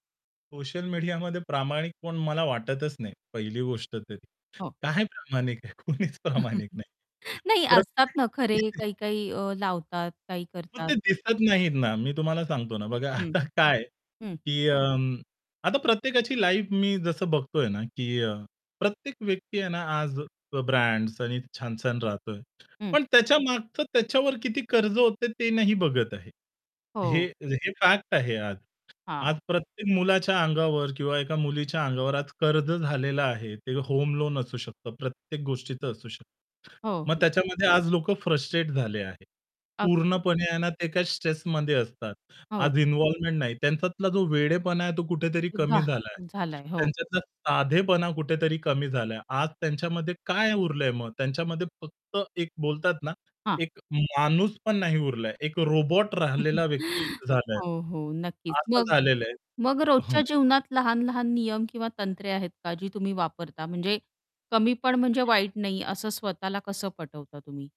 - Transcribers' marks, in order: laughing while speaking: "मीडियामध्ये"; laughing while speaking: "काय प्रामाणिक आहे, कुणीच प्रामाणिक नाही"; distorted speech; chuckle; static; laughing while speaking: "आता काय"; in English: "लाईफ"; other background noise; mechanical hum; tapping; chuckle
- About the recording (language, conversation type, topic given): Marathi, podcast, थाटामाट आणि साधेपणा यांच्यात योग्य तो समतोल तुम्ही कसा साधता?